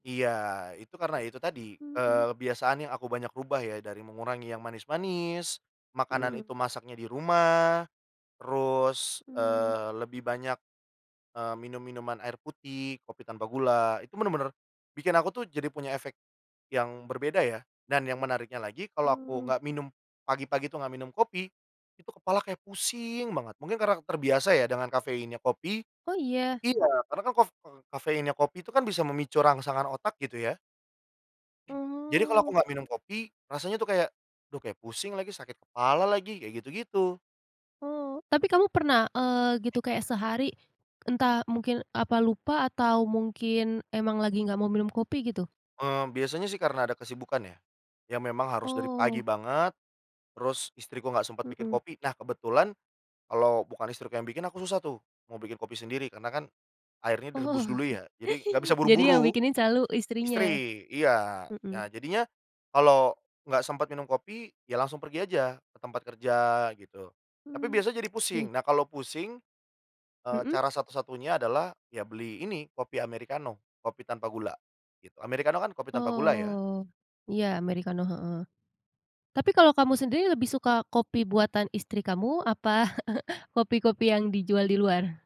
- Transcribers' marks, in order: tapping; other background noise; giggle; laughing while speaking: "apa"
- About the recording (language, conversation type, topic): Indonesian, podcast, Apa peran kopi atau teh di pagi harimu?